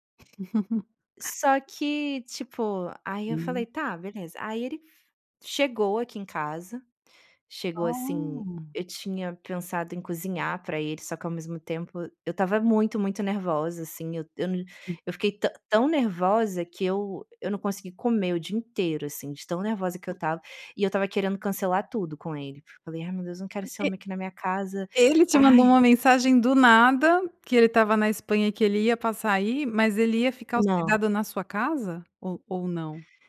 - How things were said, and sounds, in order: laugh; other noise
- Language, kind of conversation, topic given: Portuguese, podcast, Como você retoma o contato com alguém depois de um encontro rápido?